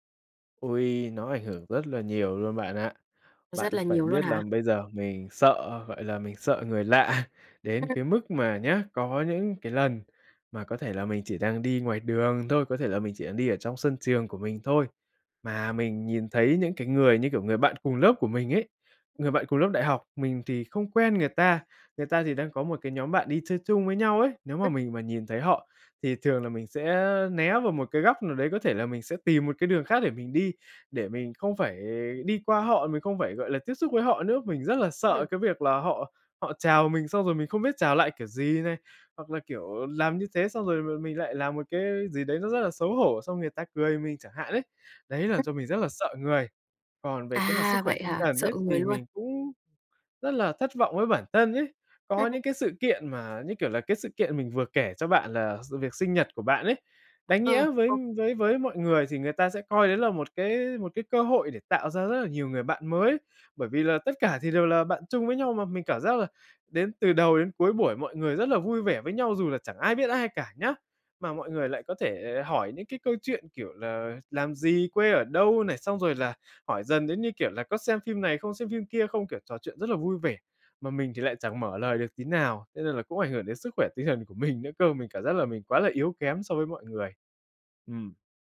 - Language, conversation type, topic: Vietnamese, advice, Cảm thấy cô đơn giữa đám đông và không thuộc về nơi đó
- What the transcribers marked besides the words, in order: tapping; laughing while speaking: "lạ"; other background noise; unintelligible speech; unintelligible speech; laughing while speaking: "mình"